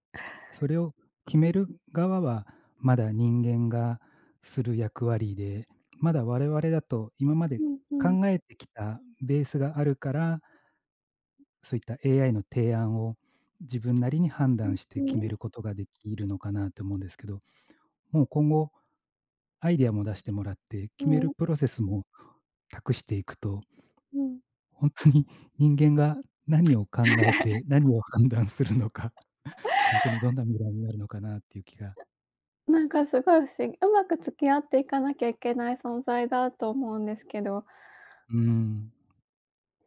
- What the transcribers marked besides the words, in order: chuckle; laugh; laughing while speaking: "判断するのか"; laugh; chuckle
- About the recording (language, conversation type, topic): Japanese, unstructured, 最近、科学について知って驚いたことはありますか？
- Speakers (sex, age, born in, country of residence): female, 30-34, Japan, Japan; male, 45-49, Japan, Japan